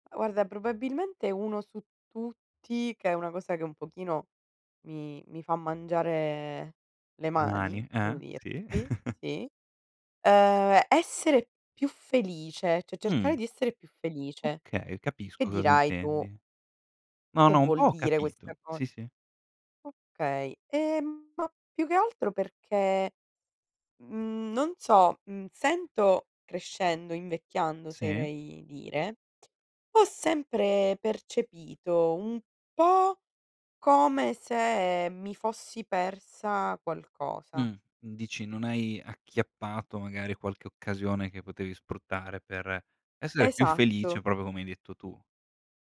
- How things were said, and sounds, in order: tapping; chuckle; "cioè" said as "ceh"
- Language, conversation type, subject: Italian, podcast, Che consiglio daresti al tuo io più giovane?